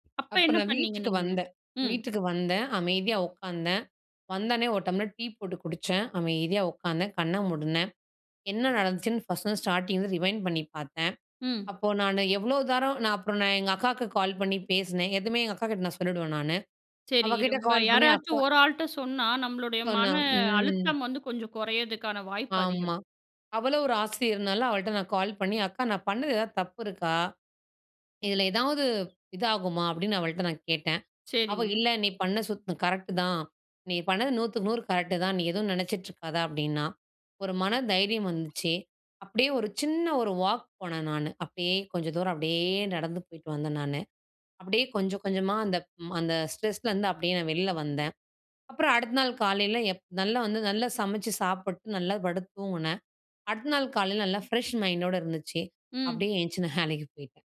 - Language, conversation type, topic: Tamil, podcast, பணிப் பிரச்சினைகளால் சோர்வடைந்தபோது நீங்கள் என்ன செய்கிறீர்கள்?
- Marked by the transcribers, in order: other noise; "வந்த உடனே" said as "வந்தவுனே"; in English: "ஸ்டார்ட்டிங் ரிவைண்ட்"; drawn out: "ம்"; "அப்டியே" said as "அப்பயே"; in English: "ஸ்ட்ரெஸ்லருந்து"; in English: "ஃப்ரெஷ் மைண்டோட"; laughing while speaking: "நான் வேலைக்கு போயிட்டேன்"